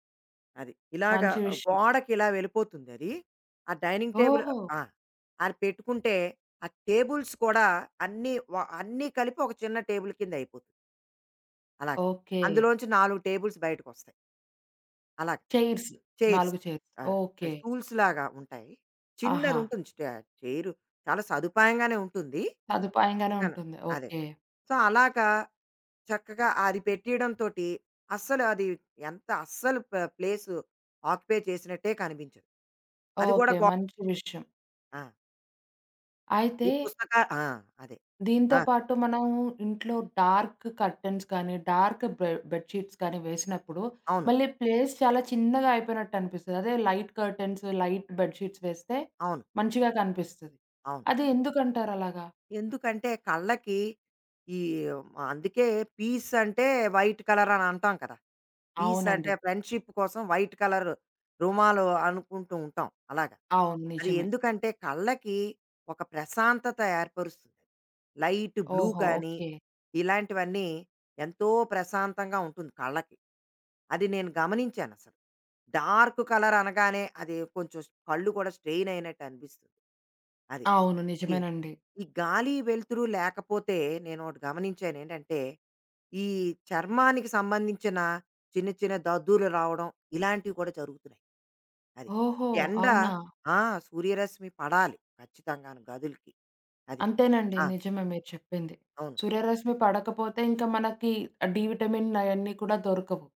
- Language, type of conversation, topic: Telugu, podcast, ఒక చిన్న గదిని పెద్దదిగా కనిపించేలా చేయడానికి మీరు ఏ చిట్కాలు పాటిస్తారు?
- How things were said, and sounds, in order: other background noise; in English: "డైనింగ్ టేబుల్"; in English: "టేబుల్స్"; in English: "టేబుల్"; in English: "టేబుల్స్"; in English: "చైర్స్"; in English: "చైర్స్"; in English: "చైర్స్"; in English: "స్టూల్స్‌లాగా"; in English: "చైర్"; in English: "సో"; in English: "ప్లేస్ ఆక్యుపై"; tapping; in English: "డార్క్ కర్టెన్స్"; in English: "బెడ్ షీట్స్"; in English: "ప్లేస్"; in English: "లైట్ కర్టెన్స్, లైట్ బెడ్ షీట్స్"; in English: "పీస్"; in English: "వైట్ కలర్"; in English: "పీస్"; in English: "ఫ్రెండ్‌షిప్"; in English: "వైట్ కలర్"; in English: "లైట్ బ్లూ"; in English: "కలర్"; in English: "స్ట్రెయిన్"; in English: "డీ విటమిన్"